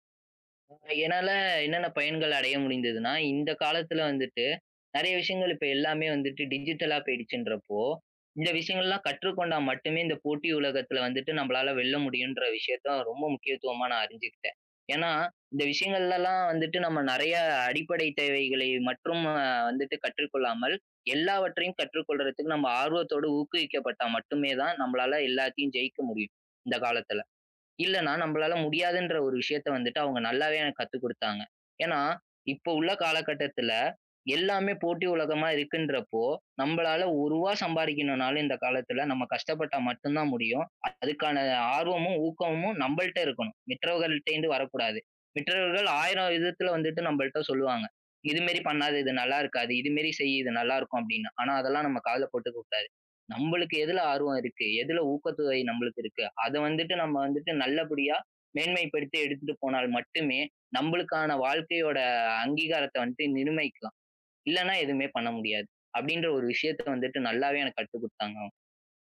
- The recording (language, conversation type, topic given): Tamil, podcast, தொடரும் வழிகாட்டல் உறவை எப்படிச் சிறப்பாகப் பராமரிப்பீர்கள்?
- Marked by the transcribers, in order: in English: "டிஜிட்டலா"; "மட்டும்" said as "மற்றும்"; "மற்றவர்கள்கிட்டருந்து" said as "மிற்றவர்கள்ட்டருந்து"; "மற்றவர்கள்" said as "மிற்றவர்கள்"